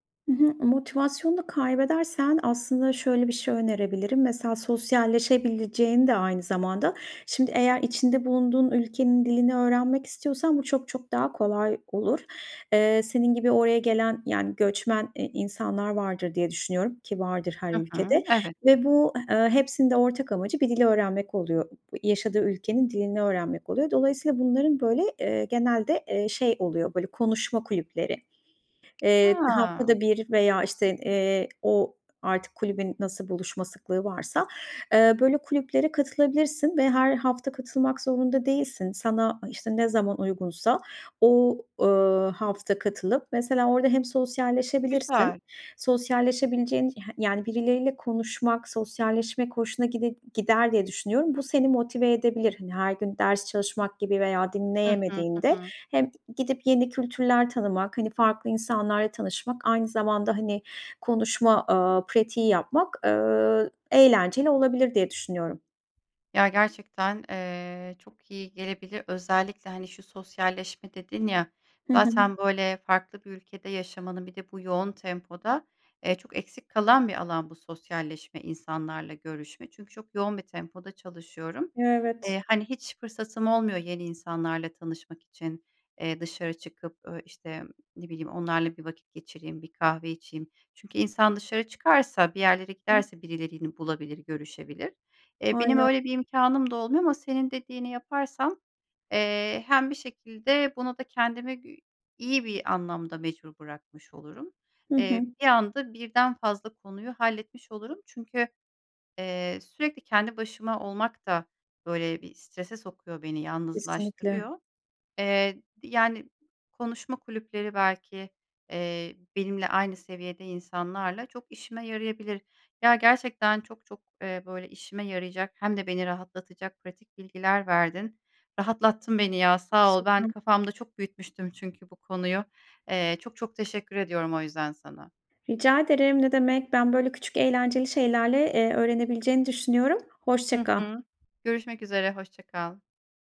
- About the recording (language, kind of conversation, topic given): Turkish, advice, Yeni bir hedefe başlamak için motivasyonumu nasıl bulabilirim?
- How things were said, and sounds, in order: tapping; other background noise; unintelligible speech